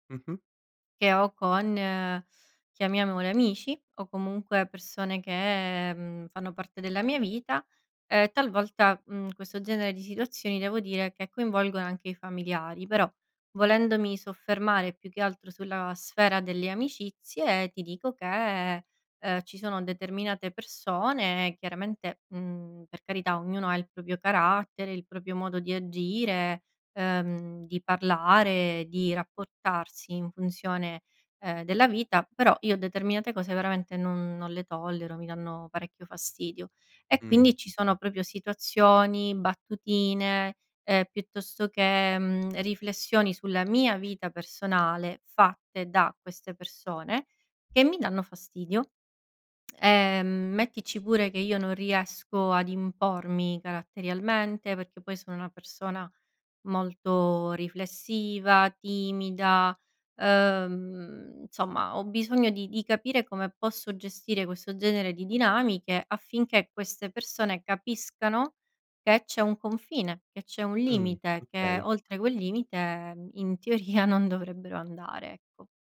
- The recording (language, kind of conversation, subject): Italian, advice, Come posso mettere dei limiti nelle relazioni con amici o familiari?
- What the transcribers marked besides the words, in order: "proprio" said as "propio"; other background noise; lip smack